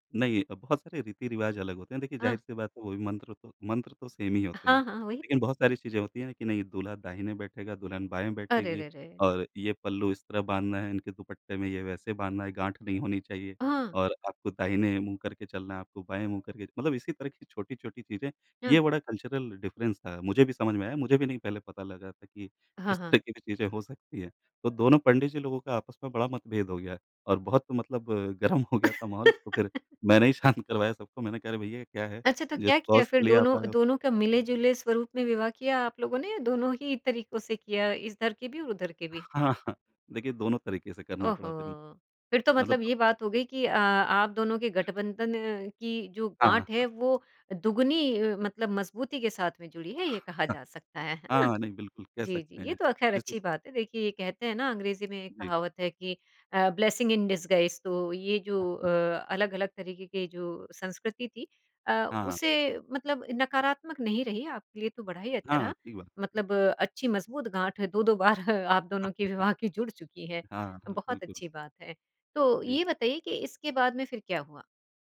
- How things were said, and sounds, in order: in English: "सेम"; in English: "कल्चरल डिफ़रेंस"; laughing while speaking: "तरह"; laughing while speaking: "गरम"; laugh; laughing while speaking: "शांत"; in English: "कॉज़"; laughing while speaking: "हाँ, हाँ"; chuckle; unintelligible speech; in English: "ब्लेसिंग इन डिसगाइज़"; laughing while speaking: "बार"; chuckle
- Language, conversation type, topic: Hindi, podcast, समाज की राय बनाम आपकी अपनी इच्छाएँ: आप क्या चुनते हैं?